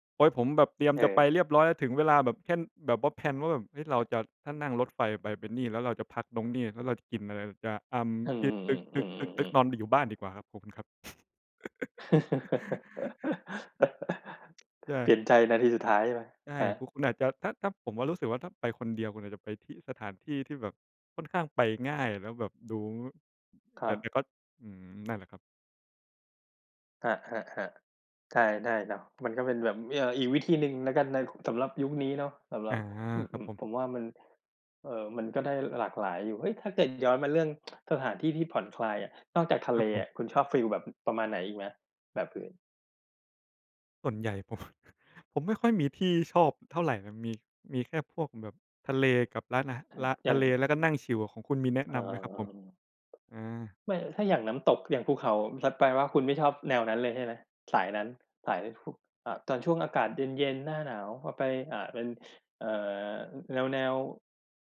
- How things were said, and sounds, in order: in English: "แพลน"; tapping; "ตรง" said as "ด้ง"; laugh; other background noise; chuckle; other noise; laughing while speaking: "ผม"; chuckle
- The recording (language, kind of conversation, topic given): Thai, unstructured, สถานที่ที่ทำให้คุณรู้สึกผ่อนคลายที่สุดคือที่ไหน?